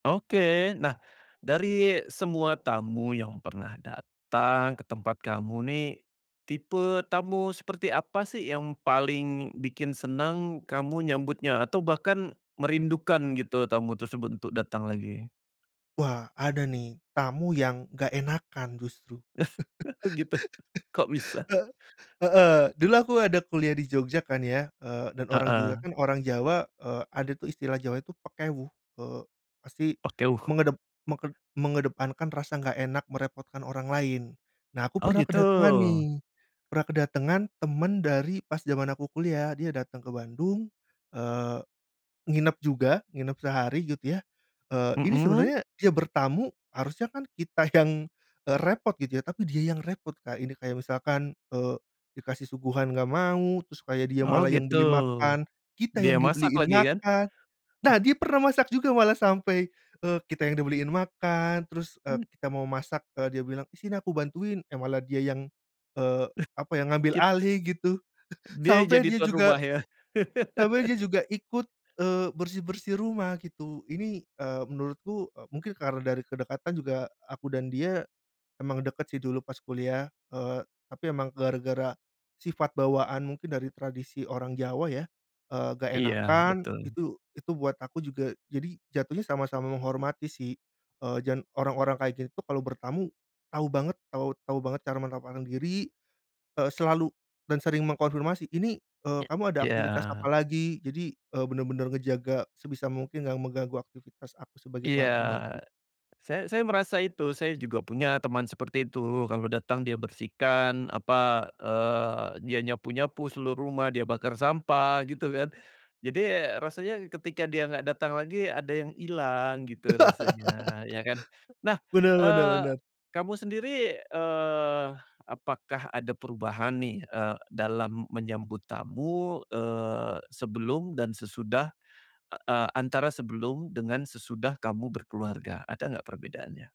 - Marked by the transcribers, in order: tapping; laugh; laughing while speaking: "Oh, gitu? Kok bisa?"; in Javanese: "pekewuh"; laughing while speaking: "yang"; chuckle; laugh; "dan" said as "jan"; laugh
- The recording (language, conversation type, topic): Indonesian, podcast, Bagaimana cara kamu biasanya menyambut tamu di rumahmu?